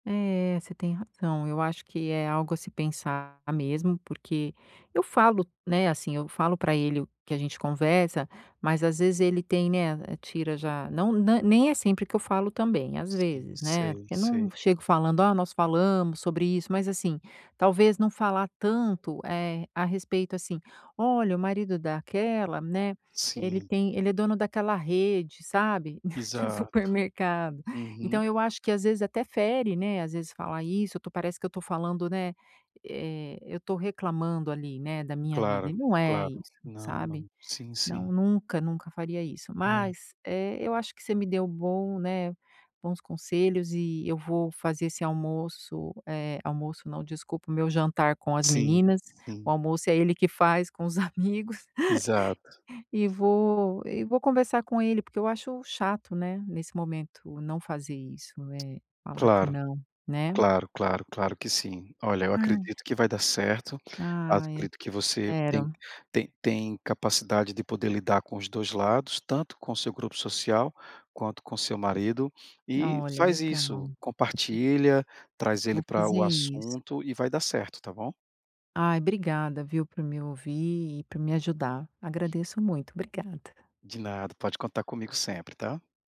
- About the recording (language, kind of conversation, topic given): Portuguese, advice, Como posso definir limites sem afastar o meu grupo social?
- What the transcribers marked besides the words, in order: chuckle; tapping; other background noise